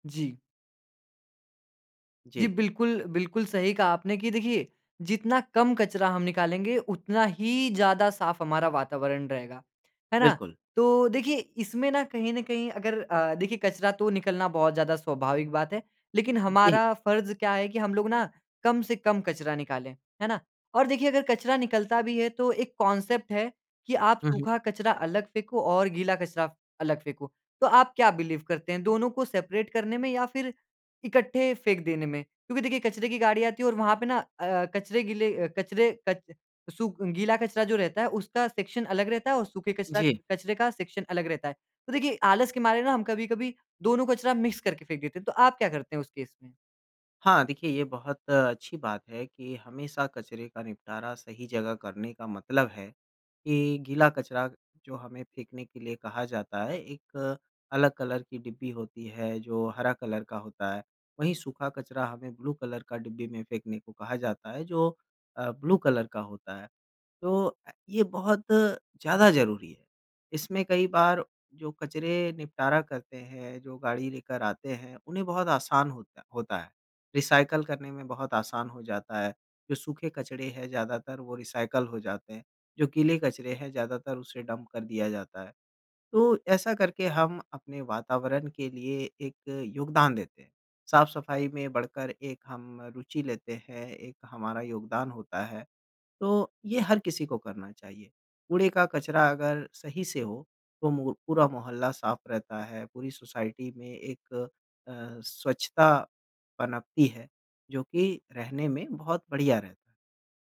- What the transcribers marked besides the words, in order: other background noise; in English: "कॉन्सेप्ट"; tapping; in English: "बिलीव"; in English: "सेपरेट"; in English: "सेक्शन"; in English: "सेक्शन"; in English: "मिक्स"; in English: "कलर"; in English: "कलर"; in English: "ब्लू कलर"; in English: "ब्लू कलर"; in English: "रिसाइकल"; in English: "रिसाइकल"; in English: "डंप"; in English: "सोसाइटी"
- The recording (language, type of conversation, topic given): Hindi, podcast, कम कचरा बनाने से रोज़मर्रा की ज़िंदगी में क्या बदलाव आएंगे?